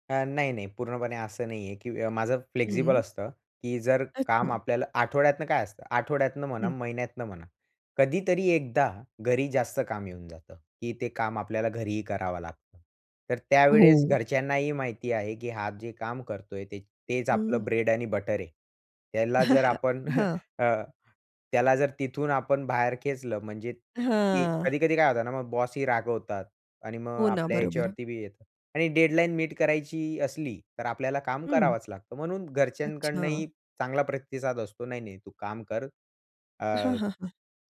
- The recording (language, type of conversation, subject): Marathi, podcast, तुम्ही संदेश-सूचनांचे व्यवस्थापन कसे करता?
- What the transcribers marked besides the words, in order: other background noise; tapping; laugh; chuckle; in English: "मीट"